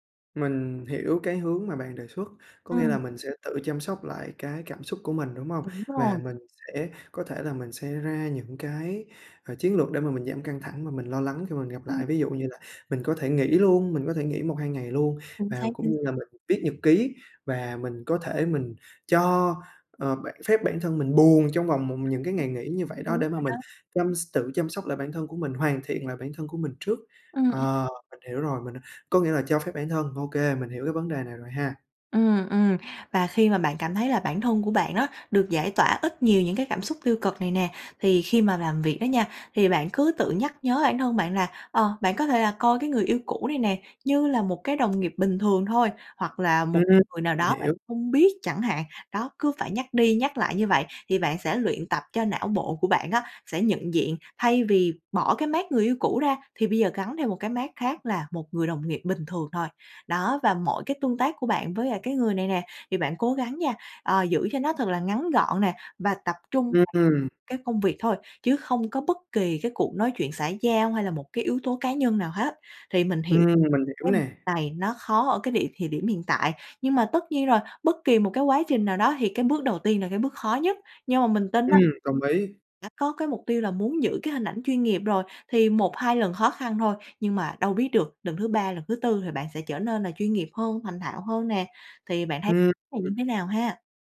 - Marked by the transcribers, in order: unintelligible speech; tapping; unintelligible speech; unintelligible speech
- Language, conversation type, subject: Vietnamese, advice, Làm sao để tiếp tục làm việc chuyên nghiệp khi phải gặp người yêu cũ ở nơi làm việc?